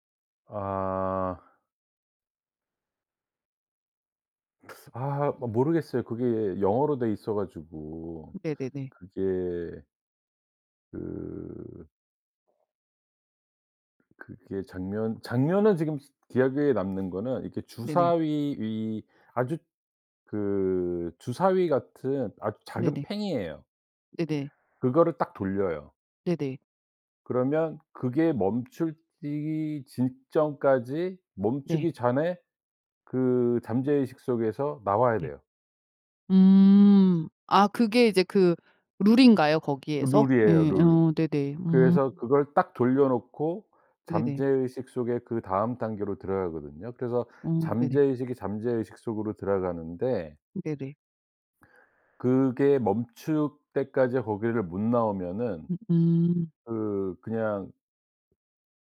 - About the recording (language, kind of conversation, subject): Korean, podcast, 가장 좋아하는 영화와 그 이유는 무엇인가요?
- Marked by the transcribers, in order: teeth sucking; other background noise